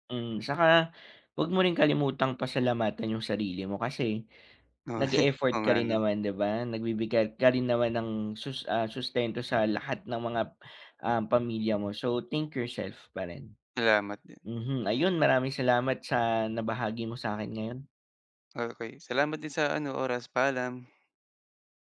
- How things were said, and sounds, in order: chuckle
- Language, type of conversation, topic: Filipino, advice, Paano ko matatanggap ang mga bagay na hindi ko makokontrol?